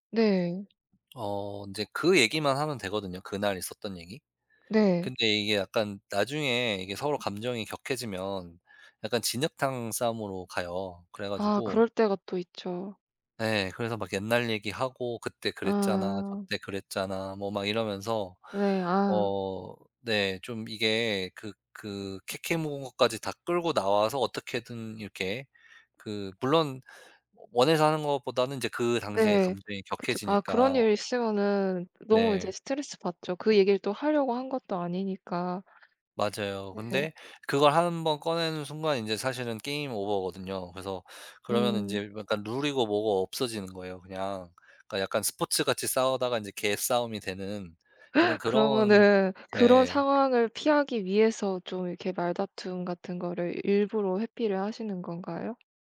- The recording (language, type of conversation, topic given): Korean, advice, 갈등 상황에서 말다툼을 피하게 되는 이유는 무엇인가요?
- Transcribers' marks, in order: other background noise; tapping; in English: "게임 오버"; in English: "룰이고"